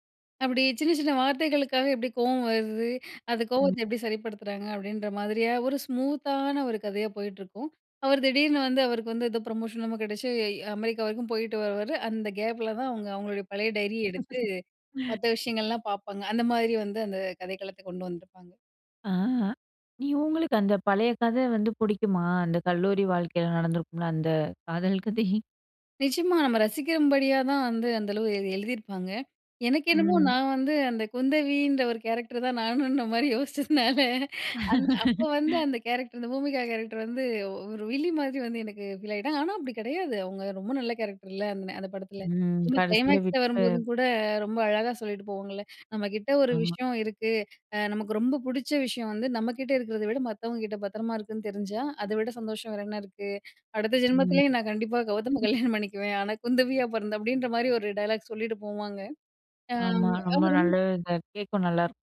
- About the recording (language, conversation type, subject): Tamil, podcast, உங்களுக்கு பிடித்த சினிமா கதையைப் பற்றி சொல்ல முடியுமா?
- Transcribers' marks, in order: in English: "ஸ்மூத்"; in English: "ப்ரமோஷன்"; in English: "அமெரிக்கா"; laugh; drawn out: "ஆ"; laughing while speaking: "காதல் கதை"; laughing while speaking: "குந்தவின்ற ஒரு கேரக்டர் தான் நானுன்ற மாதிரி யோசிச்சதுனால"; laugh; other background noise; laughing while speaking: "கௌதம கல்யாணம் பண்ணிக்குவேன்"